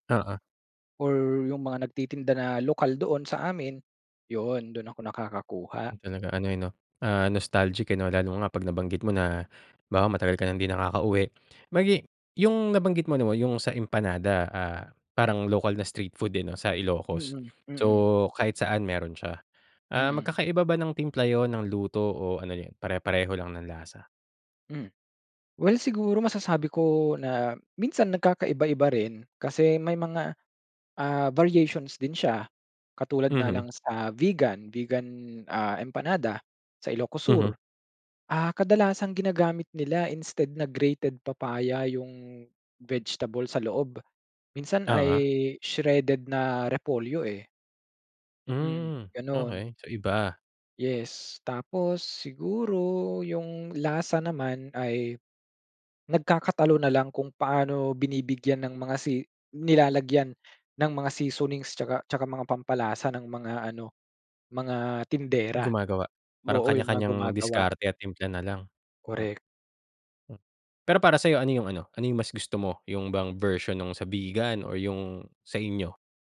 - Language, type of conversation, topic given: Filipino, podcast, Anong lokal na pagkain ang hindi mo malilimutan, at bakit?
- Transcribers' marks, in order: in English: "nostalgic"; in English: "variations"